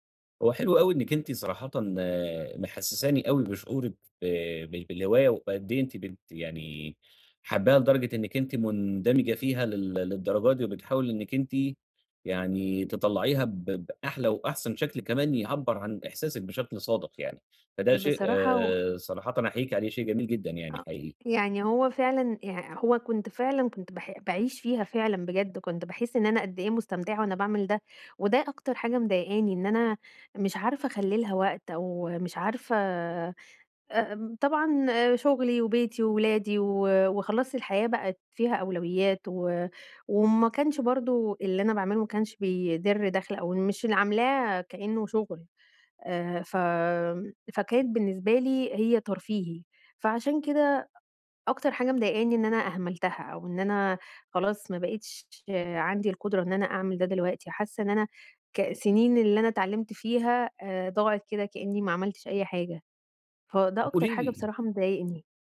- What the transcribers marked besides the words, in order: other background noise
- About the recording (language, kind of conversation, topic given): Arabic, advice, إزاي أقدر أستمر في ممارسة هواياتي رغم ضيق الوقت وكتر الانشغالات اليومية؟